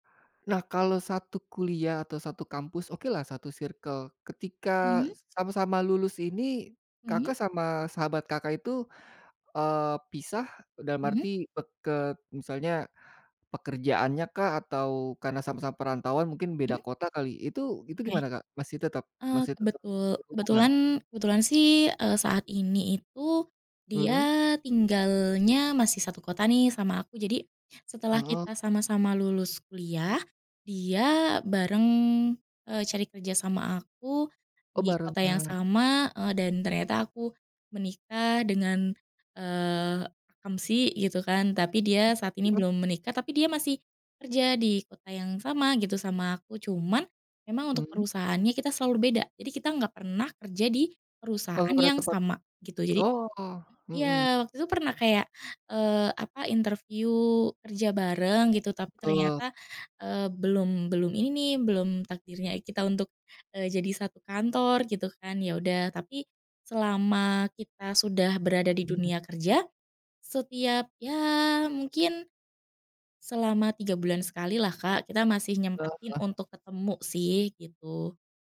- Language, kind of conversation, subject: Indonesian, podcast, Bisa ceritakan pengalaman yang mengajarkan kamu arti persahabatan sejati dan pelajaran apa yang kamu dapat dari situ?
- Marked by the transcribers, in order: in English: "circle"; other background noise